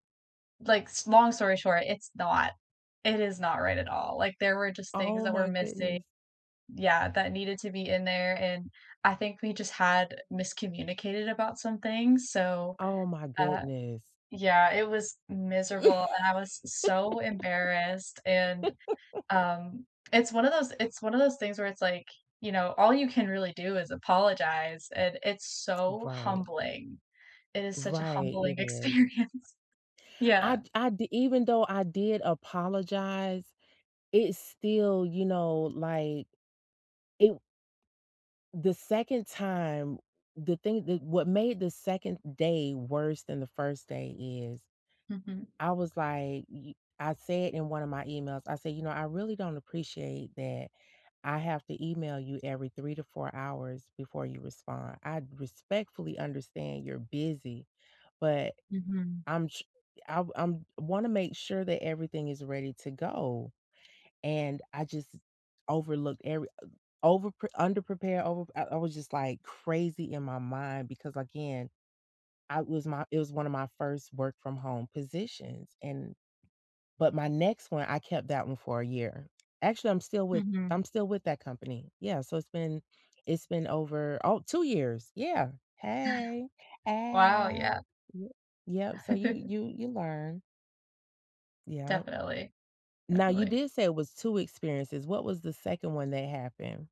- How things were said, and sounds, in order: tapping; laugh; laughing while speaking: "experience"; other background noise; gasp; drawn out: "Hey. Ow"; chuckle
- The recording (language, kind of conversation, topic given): English, unstructured, What is the hardest part about apologizing when you know you are wrong?
- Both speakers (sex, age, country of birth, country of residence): female, 20-24, United States, United States; female, 45-49, United States, United States